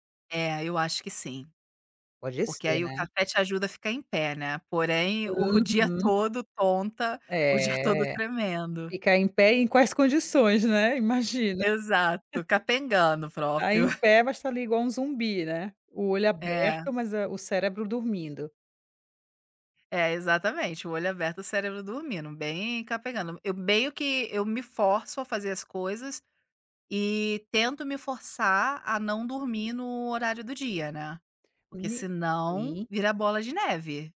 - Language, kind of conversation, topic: Portuguese, advice, Como posso lidar com a dificuldade de desligar as telas antes de dormir?
- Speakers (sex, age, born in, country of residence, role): female, 35-39, Brazil, Italy, advisor; female, 40-44, Brazil, Italy, user
- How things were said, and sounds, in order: laughing while speaking: "dia"; laughing while speaking: "quais condições, né, imagina"; chuckle; other background noise; chuckle; tapping